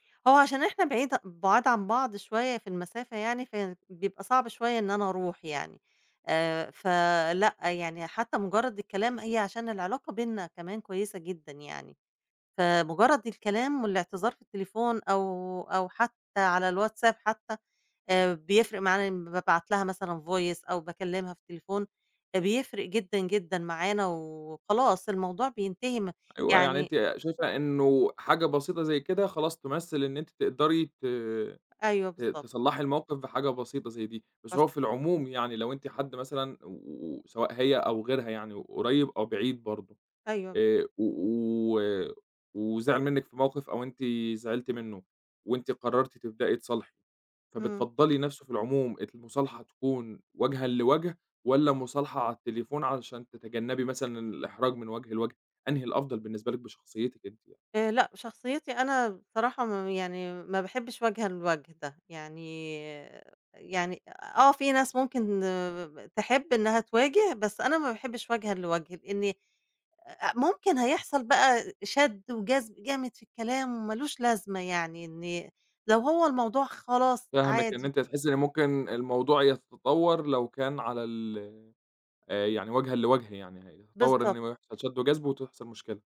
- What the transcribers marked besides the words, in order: in English: "voice"; tapping; unintelligible speech
- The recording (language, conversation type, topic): Arabic, podcast, إزاي أصلّح علاقتي بعد سوء تفاهم كبير؟